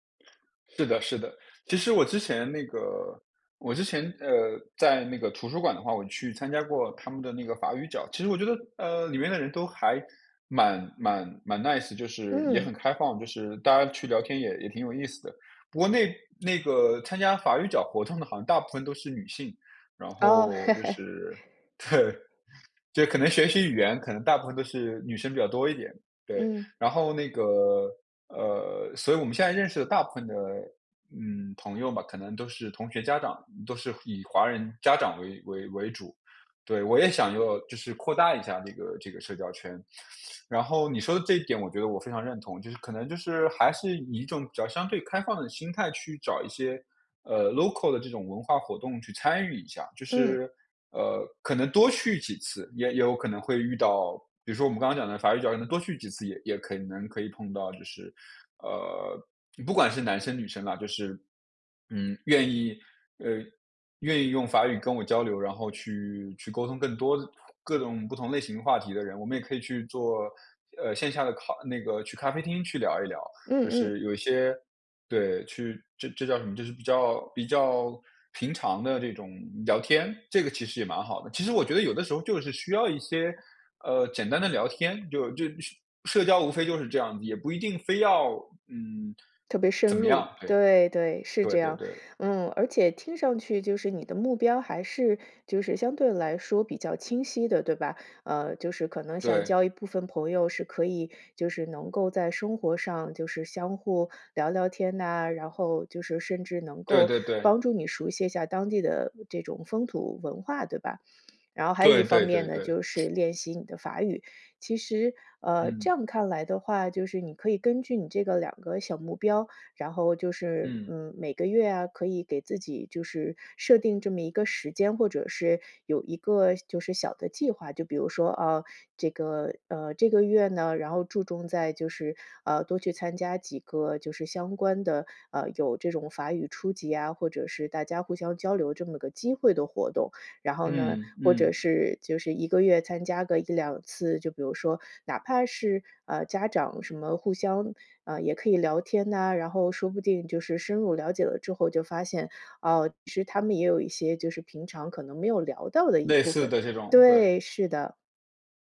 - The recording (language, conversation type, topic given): Chinese, advice, 在新城市里我该怎么建立自己的社交圈？
- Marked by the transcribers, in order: in English: "Nice"; laugh; laughing while speaking: "对"; in English: "Local"; sniff; sniff